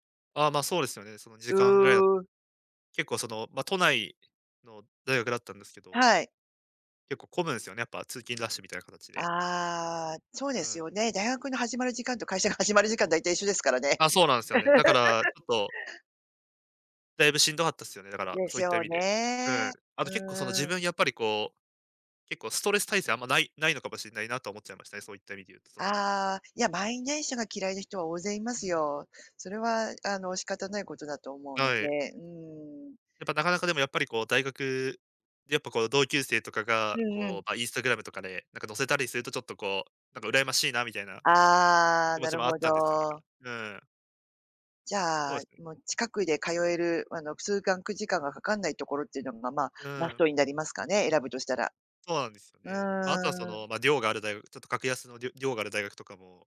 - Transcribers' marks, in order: laughing while speaking: "会社が始まる"; laugh; "通学" said as "すうかんく"
- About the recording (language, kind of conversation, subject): Japanese, advice, 学校に戻って学び直すべきか、どう判断すればよいですか？